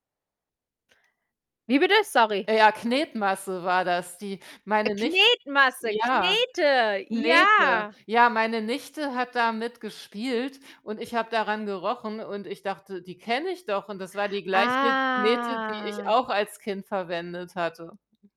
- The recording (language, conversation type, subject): German, unstructured, Was vermisst du an der Kultur deiner Kindheit?
- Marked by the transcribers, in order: joyful: "Äh, Knetmasse, Knete"; distorted speech; drawn out: "Ah"